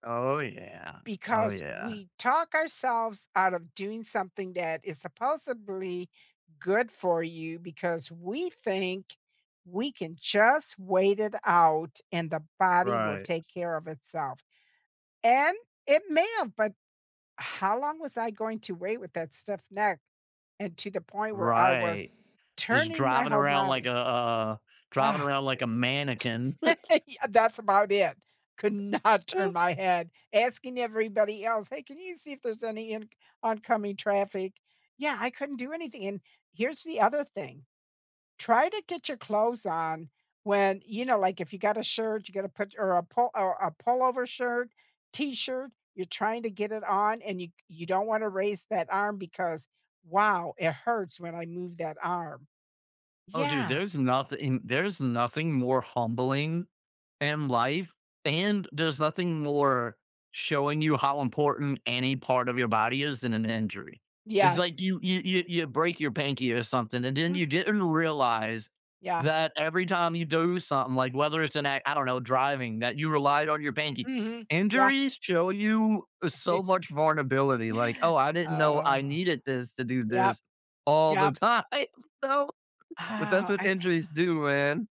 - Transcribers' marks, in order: other background noise; laugh; laughing while speaking: "not"; chuckle; laugh; laughing while speaking: "the time. So"; sigh
- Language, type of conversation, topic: English, unstructured, How should I decide whether to push through a workout or rest?